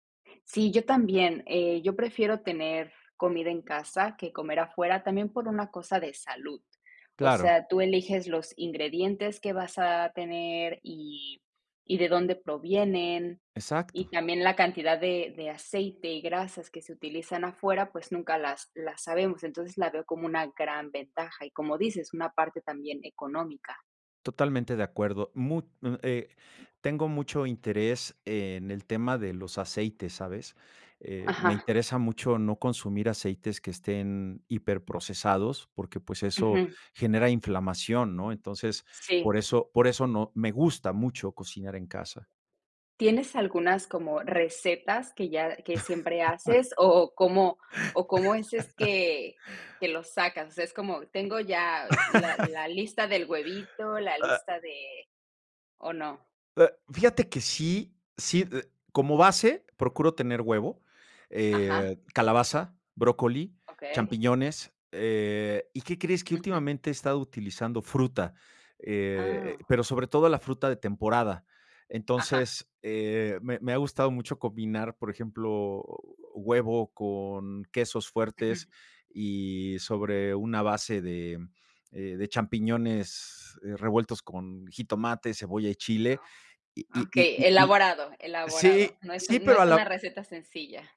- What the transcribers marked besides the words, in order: tapping; laugh; laugh; other background noise; chuckle; other noise
- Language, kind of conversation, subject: Spanish, unstructured, ¿Prefieres cocinar en casa o comer fuera?